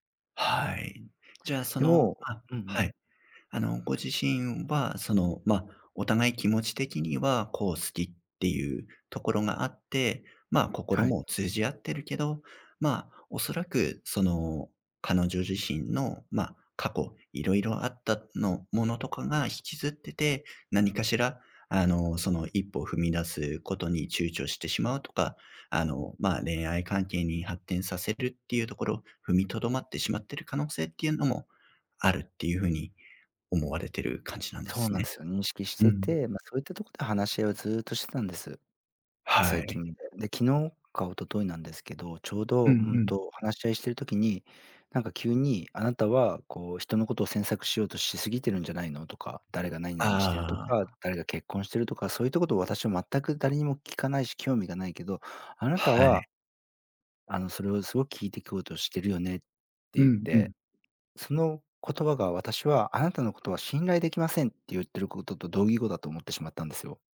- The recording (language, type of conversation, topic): Japanese, advice, 信頼を損なう出来事があり、不安を感じていますが、どうすればよいですか？
- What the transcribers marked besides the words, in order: none